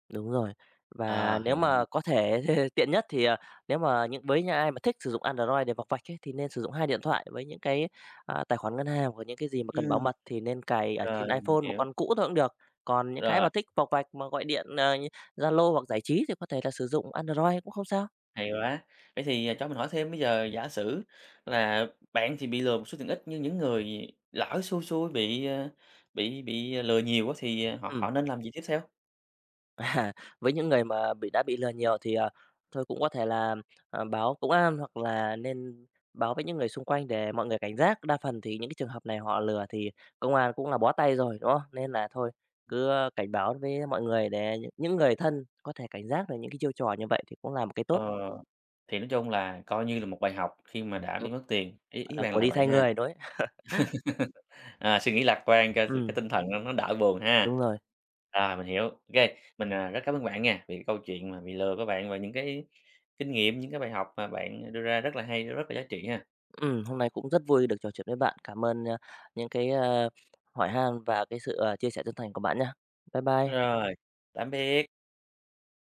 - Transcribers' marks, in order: tapping; laughing while speaking: "thể"; other background noise; laughing while speaking: "À"; laugh
- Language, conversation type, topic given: Vietnamese, podcast, Bạn đã từng bị lừa đảo trên mạng chưa, bạn có thể kể lại câu chuyện của mình không?